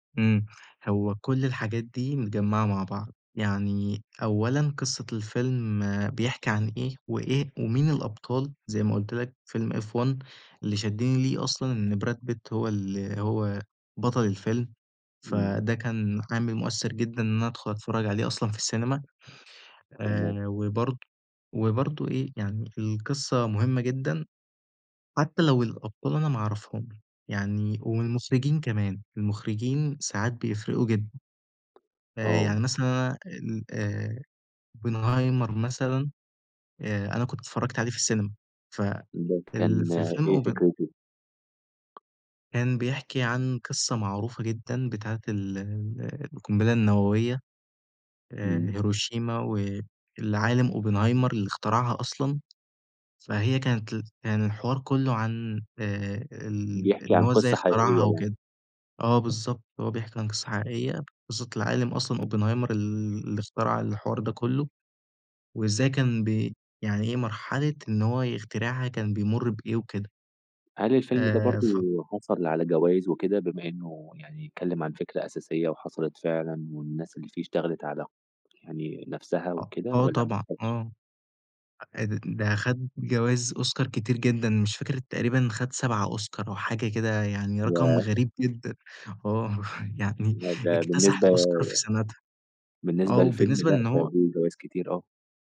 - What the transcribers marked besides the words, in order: tapping; in English: "open"
- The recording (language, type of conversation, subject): Arabic, podcast, إيه الفرق اللي بتحسه بين إنك تتفرج على فيلم في السينما وبين إنك تتفرج عليه في البيت؟